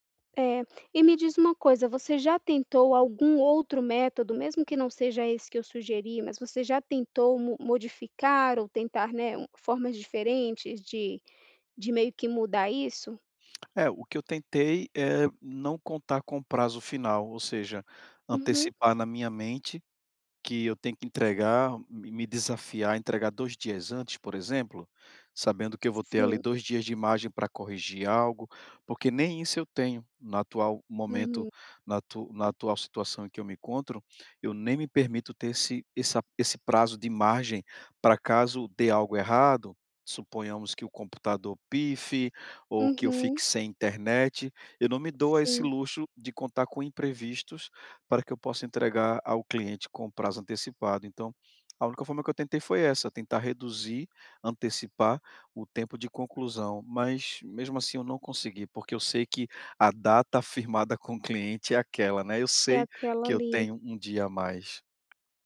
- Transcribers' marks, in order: tapping
- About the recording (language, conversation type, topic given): Portuguese, advice, Como posso parar de procrastinar e me sentir mais motivado?